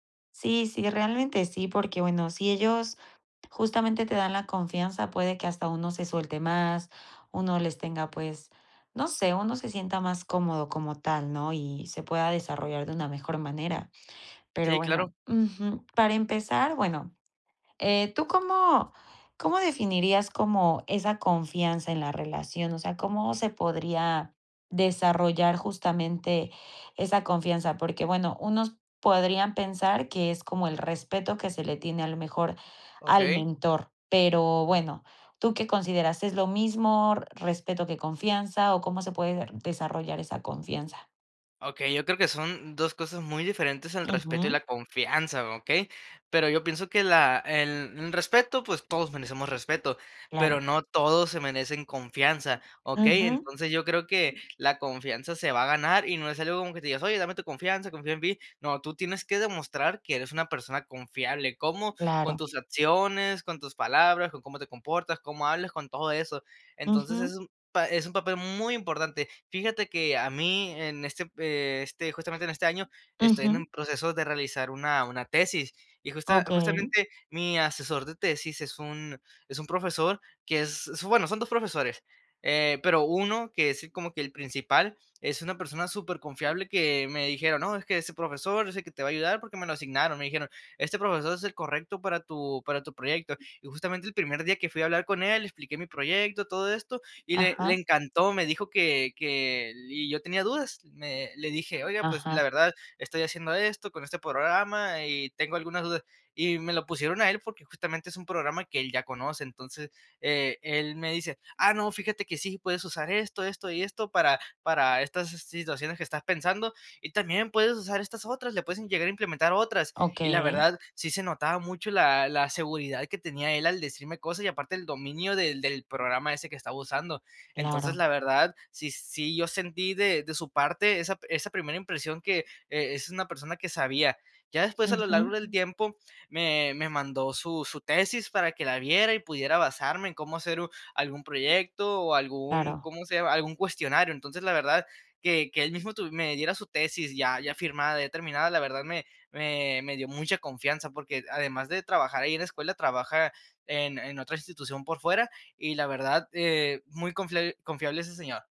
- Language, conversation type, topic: Spanish, podcast, ¿Qué papel juega la confianza en una relación de mentoría?
- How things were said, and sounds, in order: tapping